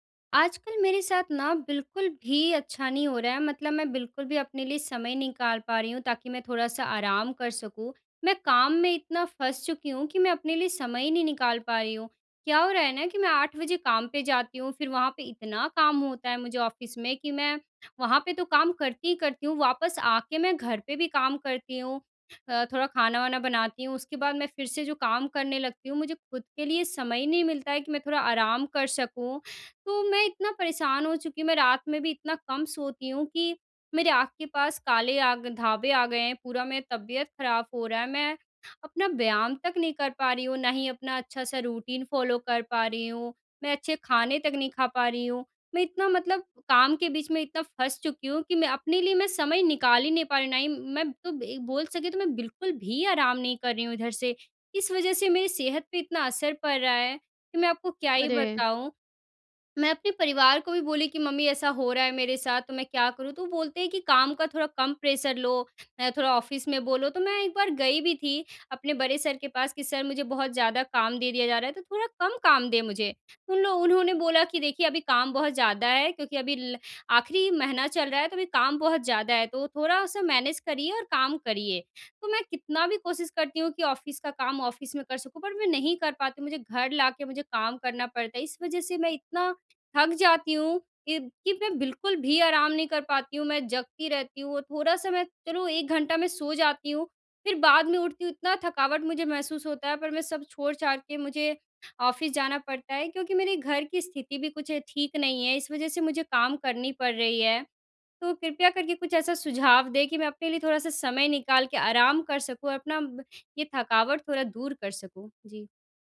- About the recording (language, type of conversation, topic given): Hindi, advice, आराम के लिए समय निकालने में मुझे कठिनाई हो रही है—मैं क्या करूँ?
- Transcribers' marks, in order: in English: "ऑफ़िस"; "धब्बे" said as "धाबे"; "खराब" said as "खराफ़"; in English: "रूटीन फ़ॉलो"; in English: "प्रेशर"; in English: "ऑफ़िस"; in English: "मैनेज"; in English: "ऑफ़िस"; in English: "ऑफ़िस"; in English: "ऑफ़िस"